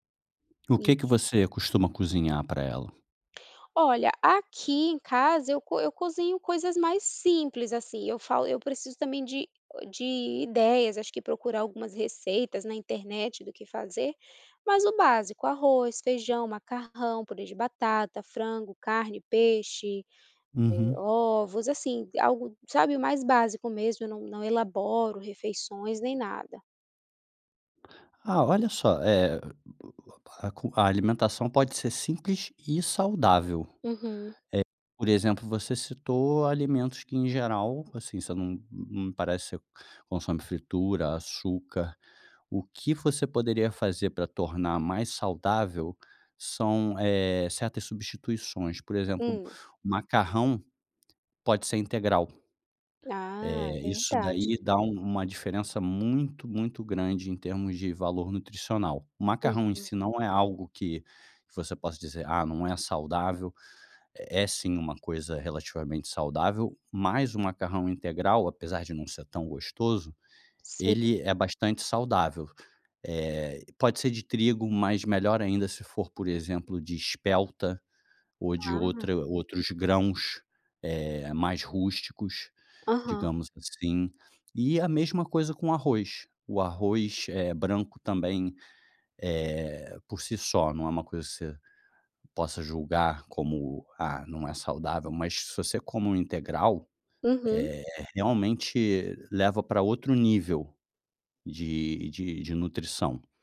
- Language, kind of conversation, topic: Portuguese, advice, Por que me falta tempo para fazer refeições regulares e saudáveis?
- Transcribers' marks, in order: tapping